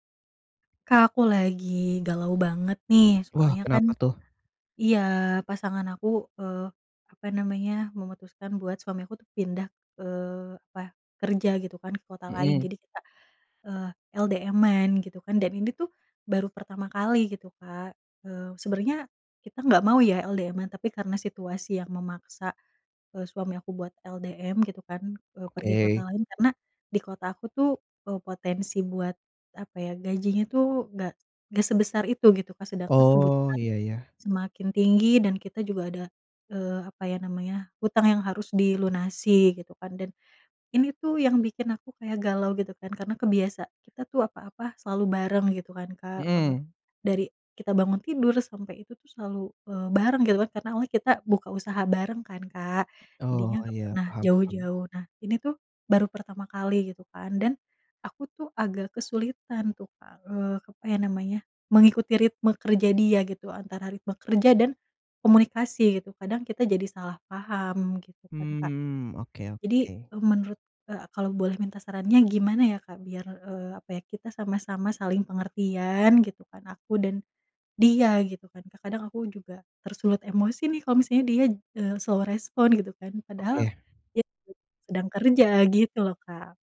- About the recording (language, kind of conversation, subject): Indonesian, advice, Bagaimana kepindahan kerja pasangan ke kota lain memengaruhi hubungan dan rutinitas kalian, dan bagaimana kalian menatanya bersama?
- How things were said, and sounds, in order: in English: "slow response"